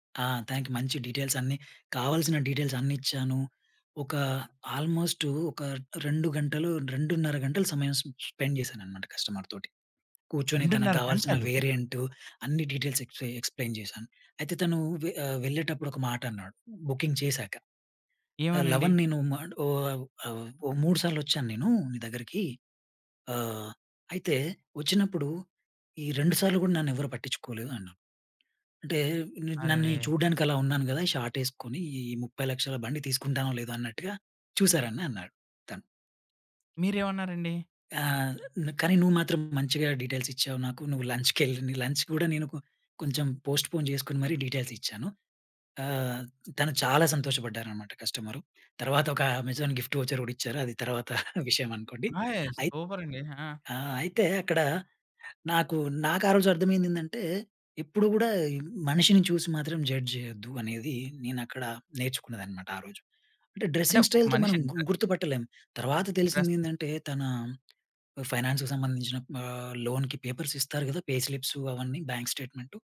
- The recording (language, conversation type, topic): Telugu, podcast, మీ సంస్కృతి మీ వ్యక్తిగత శైలిపై ఎలా ప్రభావం చూపిందని మీరు భావిస్తారు?
- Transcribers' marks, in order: in English: "డీటెయిల్స్"; in English: "డీటెయిల్స్"; in English: "స్పెండ్"; in English: "కస్టమర్"; in English: "డీటెయిల్స్"; in English: "ఎక్స్‌ప్లేన్"; in English: "బుకింగ్"; in English: "షార్ట్"; in English: "డీటెయిల్స్"; in English: "లంచ్"; in English: "పోస్ట్పోన్"; in English: "డీటెయిల్స్"; in English: "అమెజాన్ గిఫ్ట్ వోచర్"; laughing while speaking: "తర్వాత విషయం అనుకోండి"; in English: "జడ్జ్"; in English: "డ్రెస్సింగ్ స్టైల్‌తో"; in English: "ఇంట్రెస్ట్"; in English: "ఫైనాన్స్‌కి"; in English: "లోన్‍కి పేపర్స్"; in English: "పే స్లిప్స్"; in English: "బ్యాంక్"